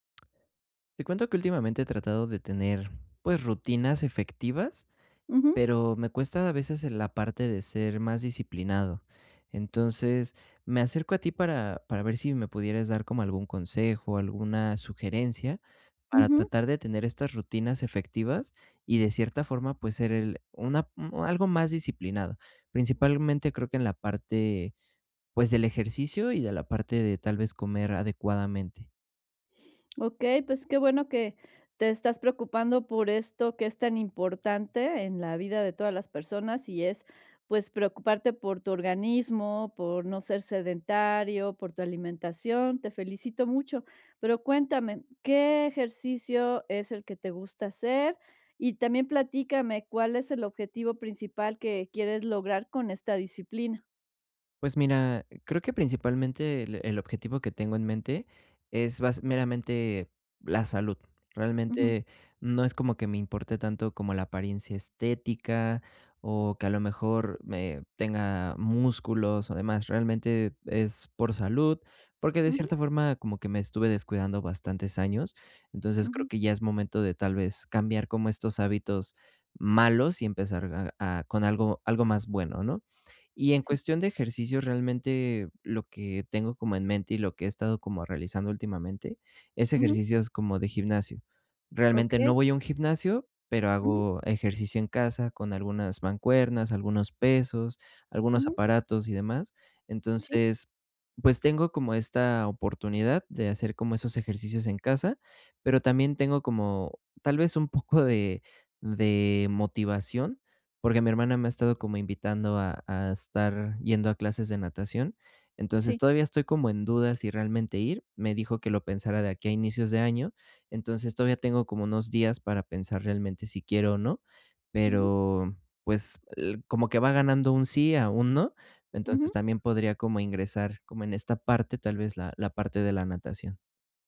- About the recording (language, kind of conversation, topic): Spanish, advice, ¿Cómo puedo crear rutinas y hábitos efectivos para ser más disciplinado?
- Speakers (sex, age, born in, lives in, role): female, 60-64, Mexico, Mexico, advisor; male, 20-24, Mexico, Mexico, user
- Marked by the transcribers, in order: none